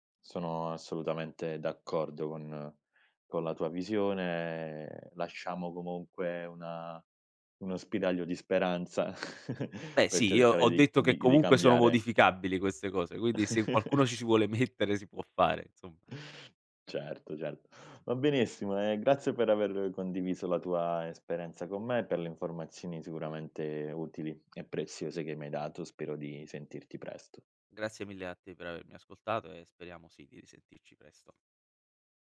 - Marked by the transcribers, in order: chuckle; chuckle; laughing while speaking: "mettere"; "esperienza" said as "esperenza"
- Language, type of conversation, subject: Italian, podcast, In che modo i social media trasformano le narrazioni?